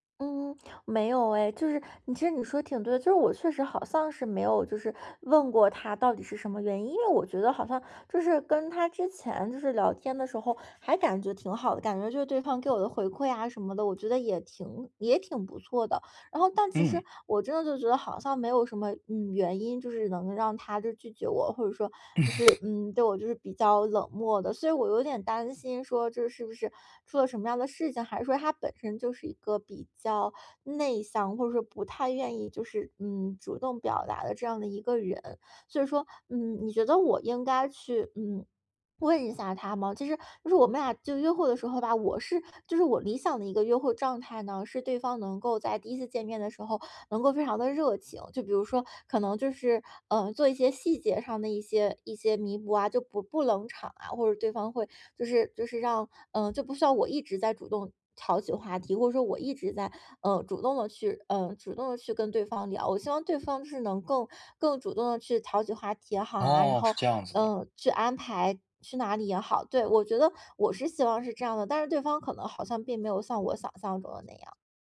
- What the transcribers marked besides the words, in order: laugh; other background noise; other noise
- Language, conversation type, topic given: Chinese, advice, 刚被拒绝恋爱或约会后，自信受损怎么办？